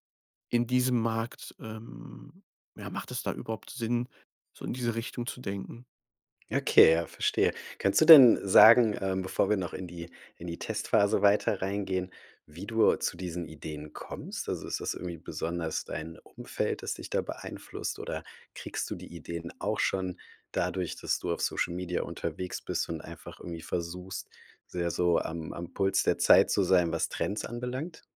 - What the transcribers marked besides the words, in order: none
- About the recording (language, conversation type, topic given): German, podcast, Wie testest du Ideen schnell und günstig?